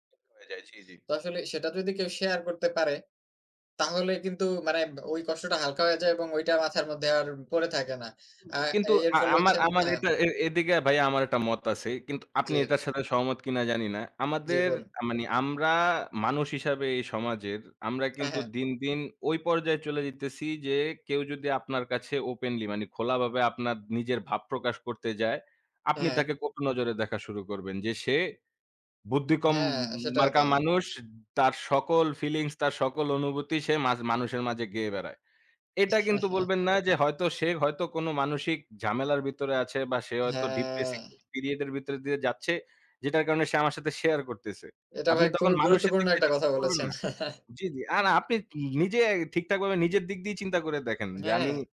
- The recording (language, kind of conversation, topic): Bengali, unstructured, কেন কিছু মানুষ মানসিক রোগ নিয়ে কথা বলতে লজ্জা বোধ করে?
- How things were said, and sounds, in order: other background noise; chuckle; in English: "ডিপ্রেসিভ পিরিয়ড"; chuckle